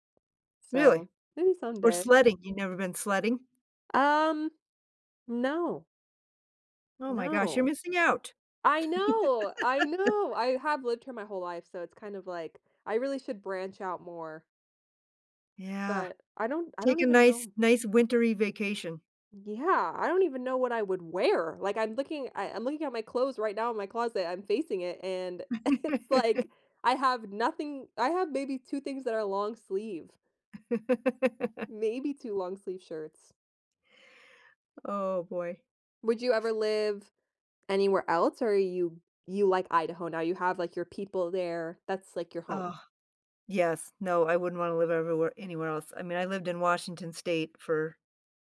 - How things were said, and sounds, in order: laugh; laugh; chuckle; laugh; tapping
- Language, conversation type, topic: English, unstructured, What do you like doing for fun with friends?